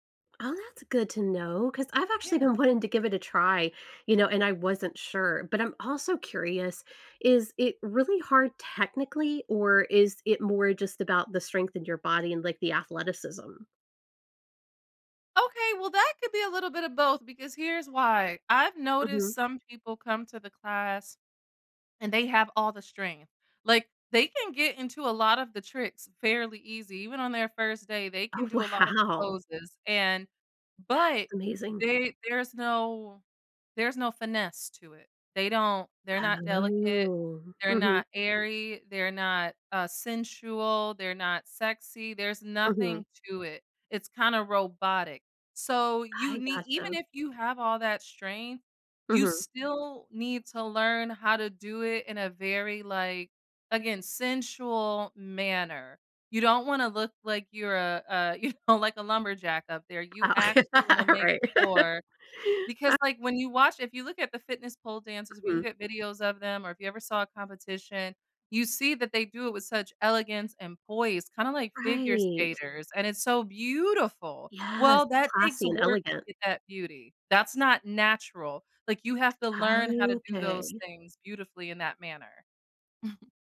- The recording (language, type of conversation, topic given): English, unstructured, How do I decide to try a new trend, class, or gadget?
- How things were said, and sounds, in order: tapping; laughing while speaking: "wow"; other background noise; drawn out: "Oh"; laughing while speaking: "you know"; laugh; laughing while speaking: "Right"; laugh; stressed: "beautiful"; drawn out: "Okay"; chuckle